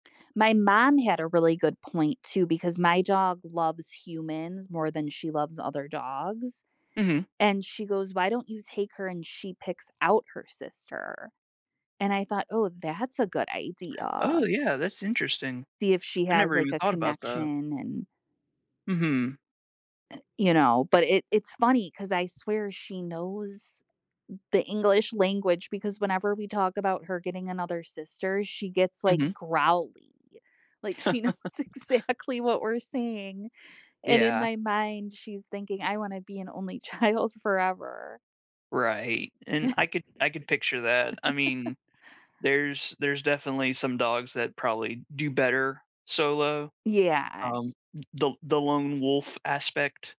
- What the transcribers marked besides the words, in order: laugh; laughing while speaking: "knows exactly"; laughing while speaking: "child"; chuckle; laugh
- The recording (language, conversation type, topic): English, unstructured, How did you first become interested in your favorite hobby?
- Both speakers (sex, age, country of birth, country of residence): female, 40-44, United States, United States; male, 35-39, United States, United States